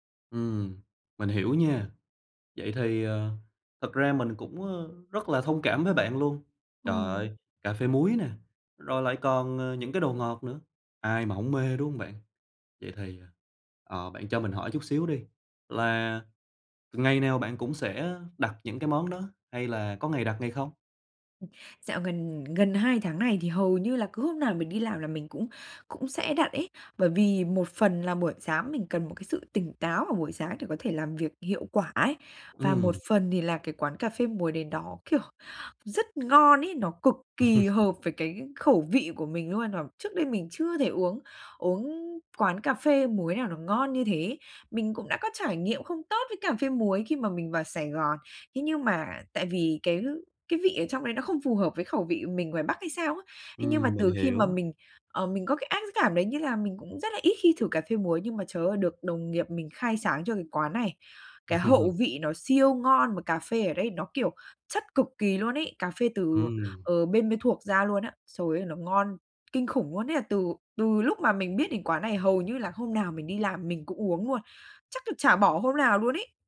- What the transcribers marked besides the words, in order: tapping; chuckle; chuckle
- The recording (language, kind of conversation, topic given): Vietnamese, advice, Làm sao để giảm tiêu thụ caffeine và đường hàng ngày?